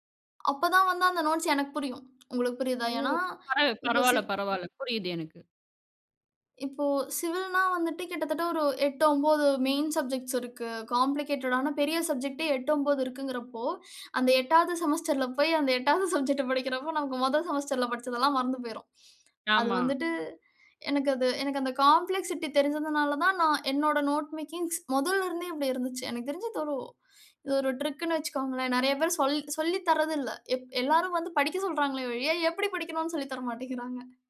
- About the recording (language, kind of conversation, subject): Tamil, podcast, நீங்கள் உருவாக்கிய கற்றல் பொருட்களை எவ்வாறு ஒழுங்குபடுத்தி அமைப்பீர்கள்?
- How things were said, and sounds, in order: in English: "காம்ப்ளிகேட்டடான"; laughing while speaking: "அந்த எட்டாவது சப்ஜெக்ட்ட படிக்கிறப்போ நமக்கு"; in English: "காம்ப்ளெக்ஸிட்டி"; in English: "நோட் மேக்கிங்ஸ்"